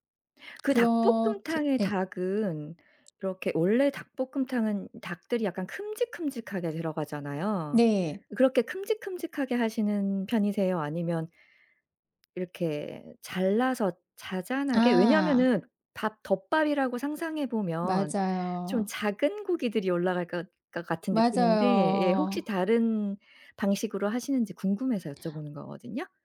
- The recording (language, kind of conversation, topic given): Korean, podcast, 간단하게 자주 해 먹는 집밥 메뉴는 무엇인가요?
- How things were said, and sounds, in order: tapping; other background noise